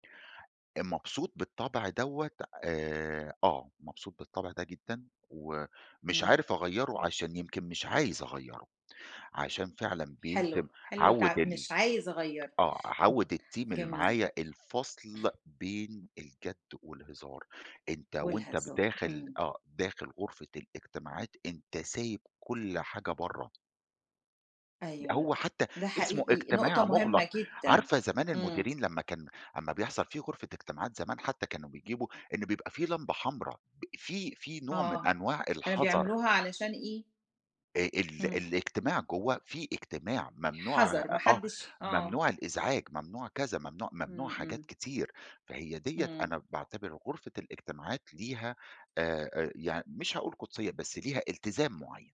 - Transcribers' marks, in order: in English: "الteam"; unintelligible speech; throat clearing; tapping
- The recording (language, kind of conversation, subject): Arabic, podcast, إزاي بتتصرف لما تغلط في كلامك قدام الناس؟